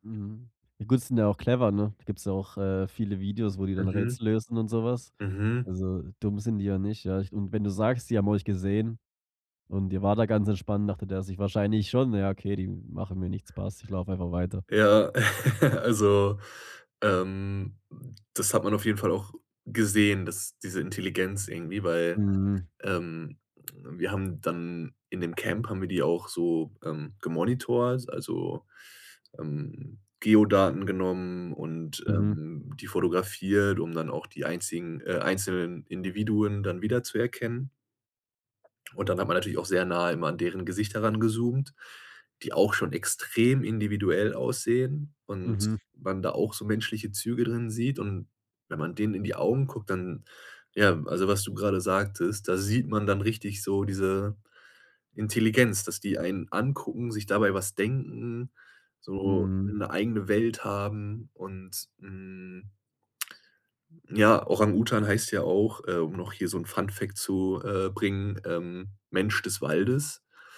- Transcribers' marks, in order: laugh; stressed: "extrem"; other background noise
- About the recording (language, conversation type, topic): German, podcast, Was war deine denkwürdigste Begegnung auf Reisen?